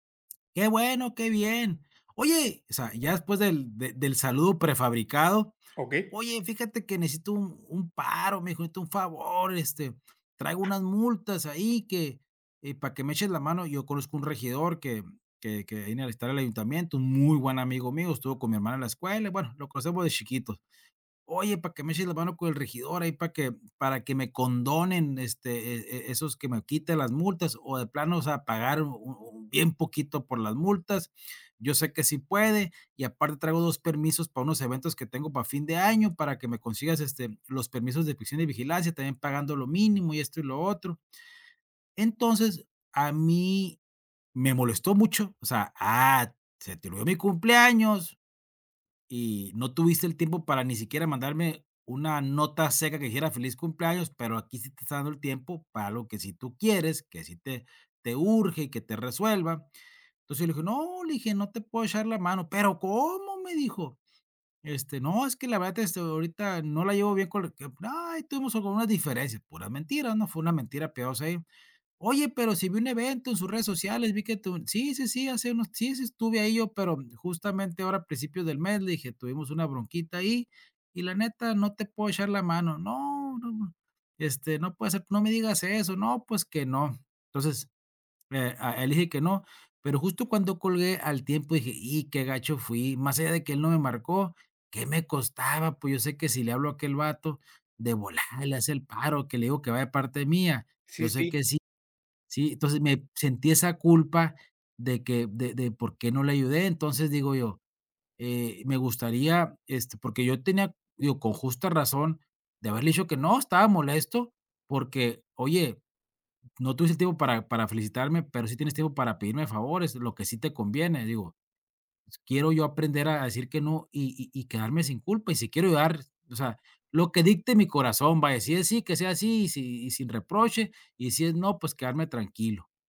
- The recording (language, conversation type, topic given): Spanish, advice, ¿Cómo puedo aprender a decir que no cuando me piden favores o me hacen pedidos?
- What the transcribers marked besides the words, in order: other background noise